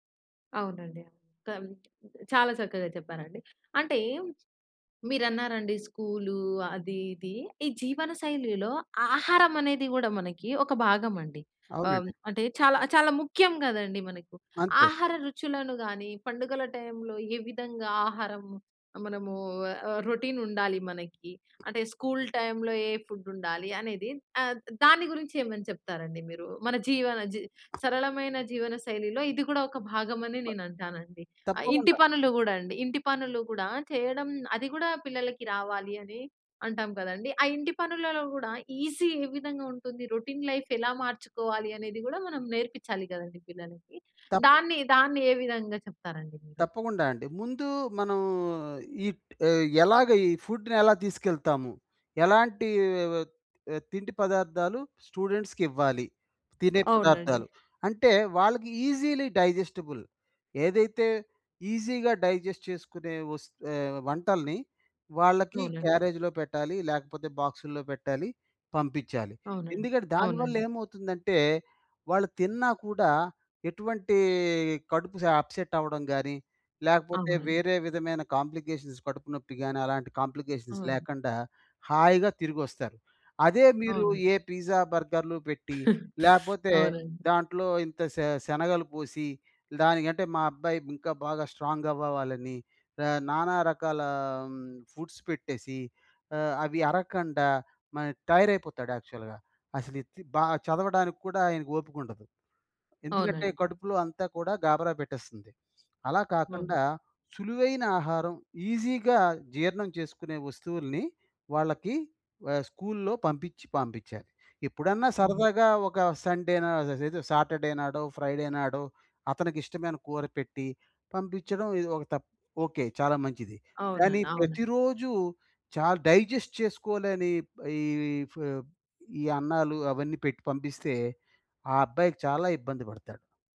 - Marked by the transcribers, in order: tapping; in English: "రొటీన్"; in English: "స్కూల్ టైమ్‌లో"; in English: "ఫుడ్"; in English: "ఈజీ"; in English: "రొటీన్ లైఫ్"; other background noise; drawn out: "మనం"; in English: "ఈజీలీ డైజెస్టిబుల్"; in English: "ఈజీగా, డైజెస్ట్"; in English: "క్యారేజ్‌లో"; in English: "అప్సెట్"; in English: "కాంప్లికేషన్స్"; in English: "కాంప్లికేషన్స్"; in English: "పిజ్జా"; chuckle; in English: "స్ట్రాంగ్"; in English: "ఫుడ్స్"; in English: "టైయర్"; in English: "యాక్చువల్‌గా"; in English: "ఈజీగా"; in English: "స్కూల్‌లో"; in English: "సాటర్ డే"; in English: "ఫ్రైడే"; in English: "డైజెస్ట్"
- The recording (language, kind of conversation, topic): Telugu, podcast, పిల్లలకు అర్థమయ్యేలా సరళ జీవనశైలి గురించి ఎలా వివరించాలి?